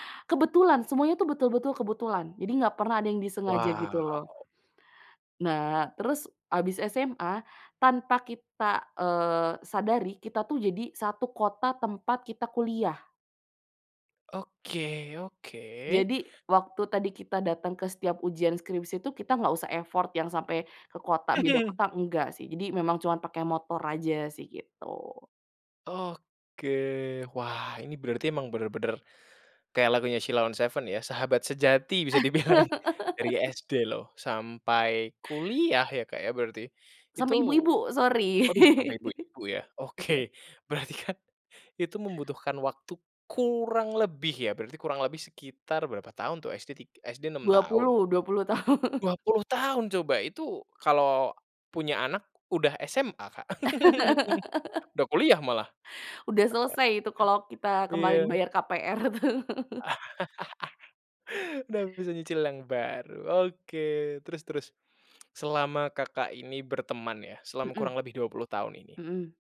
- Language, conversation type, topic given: Indonesian, podcast, Bisakah kamu menceritakan momen ketika hubungan kalian berubah menjadi persahabatan yang benar-benar sejati?
- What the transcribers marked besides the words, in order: in English: "effort"; laugh; laugh; laughing while speaking: "dibilang"; laughing while speaking: "sorry"; laughing while speaking: "berarti kan"; laugh; laughing while speaking: "dua puluh tahun"; laugh; chuckle; laughing while speaking: "tuh"; laugh; teeth sucking